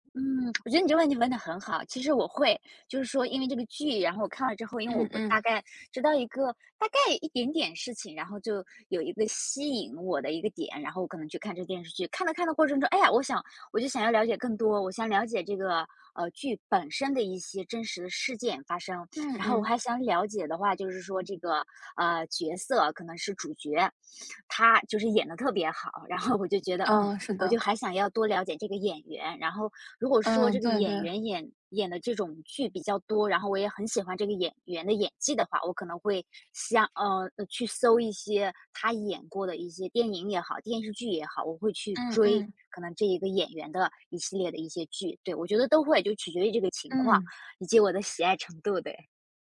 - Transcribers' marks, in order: tapping; laughing while speaking: "后"; other background noise
- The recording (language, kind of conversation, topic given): Chinese, podcast, 你最近追的电视剧，哪一点最吸引你？